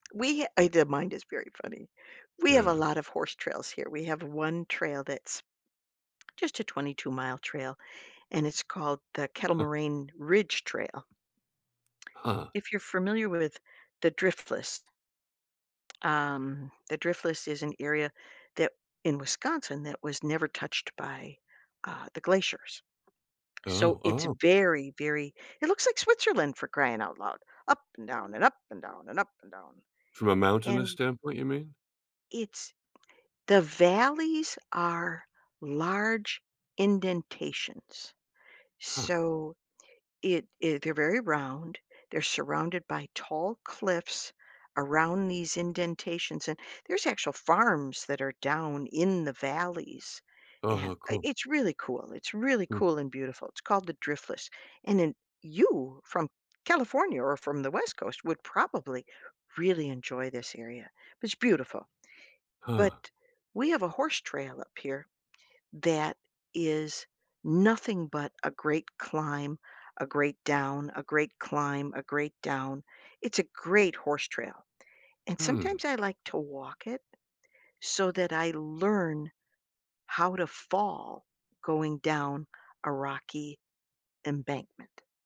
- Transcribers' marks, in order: tapping; chuckle
- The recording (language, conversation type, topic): English, unstructured, How do I notice and shift a small belief that's limiting me?
- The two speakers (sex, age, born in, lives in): female, 65-69, United States, United States; male, 70-74, Canada, United States